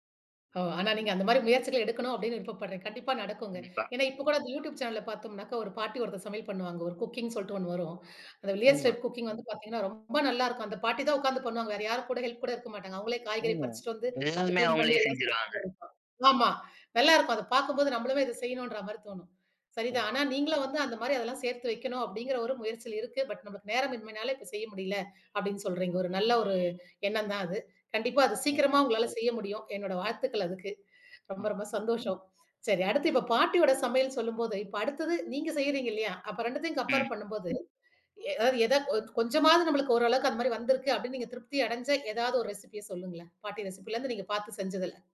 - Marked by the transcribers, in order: in English: "குக்கிங்"; in English: "வில்லேஜ் டைப் குக்கிங்"; in English: "ஹெல்ப்"; in English: "க்ளீன்"; in English: "பட்"; horn; in English: "கம்பேர்"; in English: "ரெசிபி"; in English: "ரெசிபில"
- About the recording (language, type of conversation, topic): Tamil, podcast, பாட்டியின் சமையல் குறிப்பு ஒன்றை பாரம்பரியச் செல்வமாகக் காப்பாற்றி வைத்திருக்கிறீர்களா?